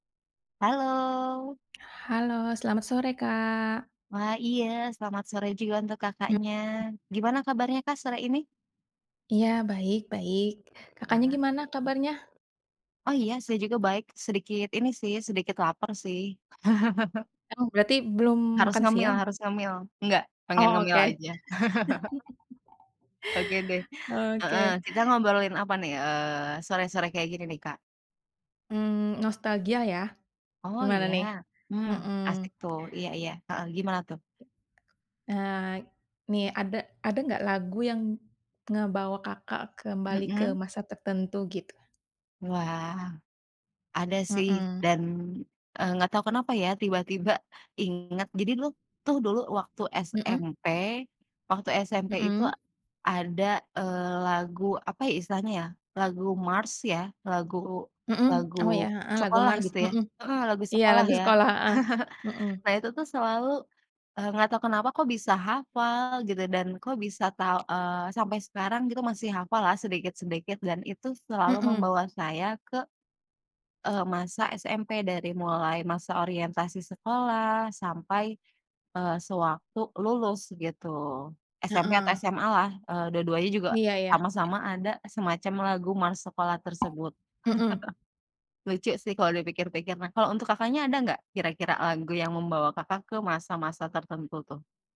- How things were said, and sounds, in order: tapping; other background noise; chuckle; chuckle; chuckle; chuckle
- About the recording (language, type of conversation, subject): Indonesian, unstructured, Lagu apa yang membuat kamu seolah kembali ke masa tertentu?